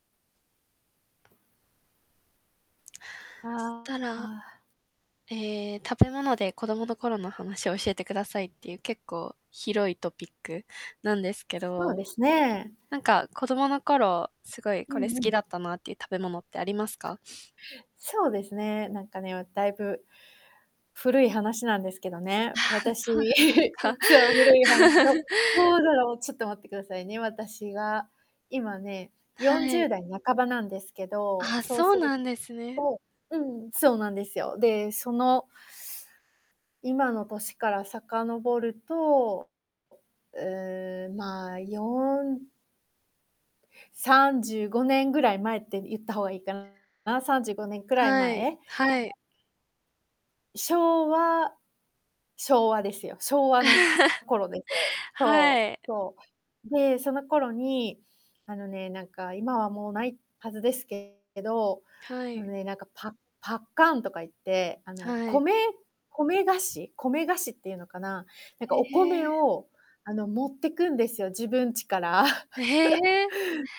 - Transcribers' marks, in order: distorted speech; laugh; laugh; laugh; chuckle
- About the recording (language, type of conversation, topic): Japanese, unstructured, 食べ物にまつわる子どもの頃の思い出を教えてください。?